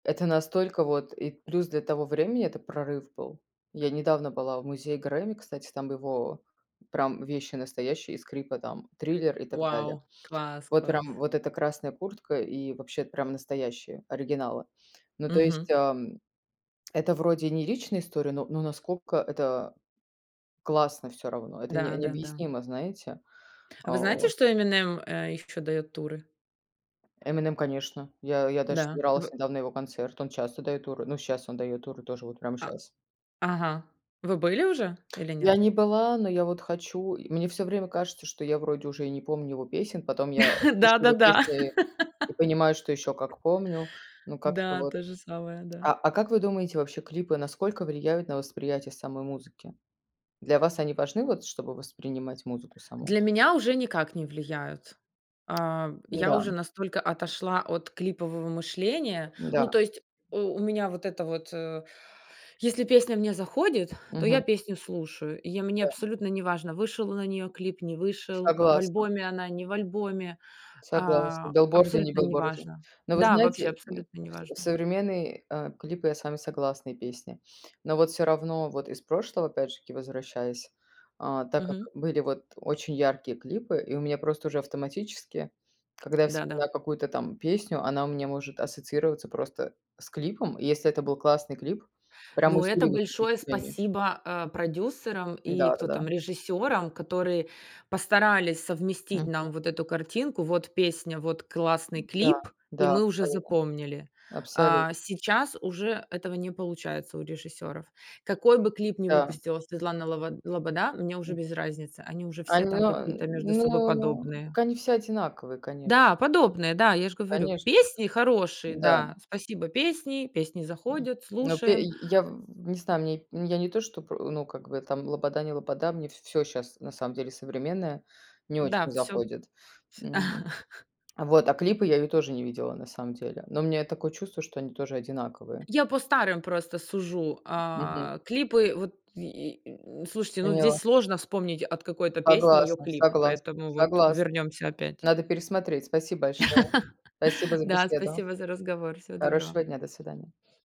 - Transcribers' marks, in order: tapping; chuckle; laugh; other background noise; chuckle; laugh
- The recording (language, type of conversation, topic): Russian, unstructured, Что тебя раздражает в современных музыкальных клипах?